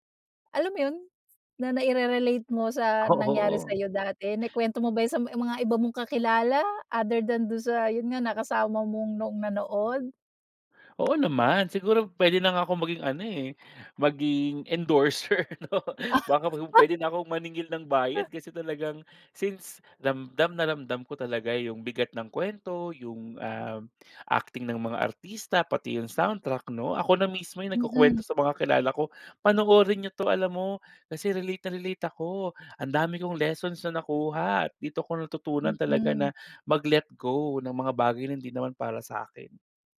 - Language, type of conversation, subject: Filipino, podcast, Ano ang paborito mong pelikula, at bakit ito tumatak sa’yo?
- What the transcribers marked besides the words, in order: laughing while speaking: "Oo"; gasp; gasp; laugh; unintelligible speech; gasp; gasp; gasp; gasp